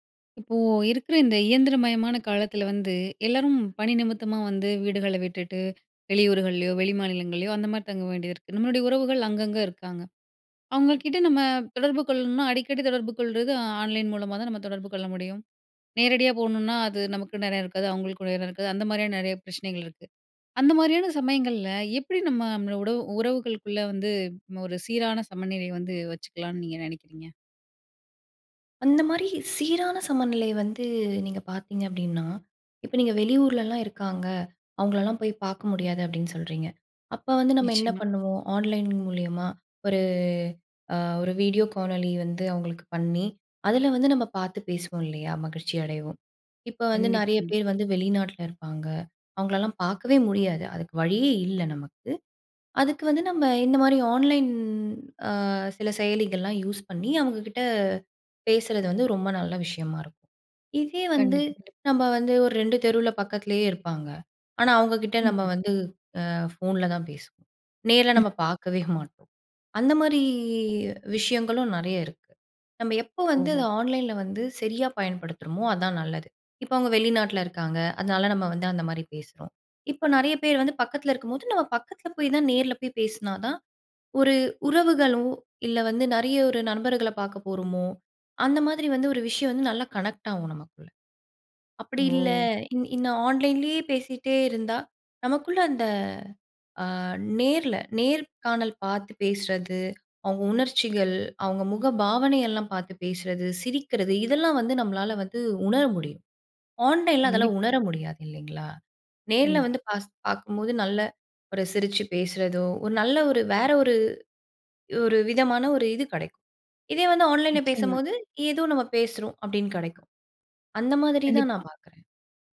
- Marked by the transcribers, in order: in English: "ஆன்லைன்"; in English: "ஆன்லைன்"; drawn out: "ஒரு"; in English: "ஆன்லைன்"; in English: "யூஸ்"; drawn out: "மாரி"; in English: "ஆன்லைன்ல"; surprised: "ஓ!"; in English: "கனெக்ட்"; in English: "ஆன்லைன்லேயே"; in English: "ஆன்லைன்ல"; in English: "பாஸ்"; in English: "ஆன்லைன்ல"
- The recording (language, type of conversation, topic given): Tamil, podcast, ஆன்லைன் மற்றும் நேரடி உறவுகளுக்கு சீரான சமநிலையை எப்படி பராமரிப்பது?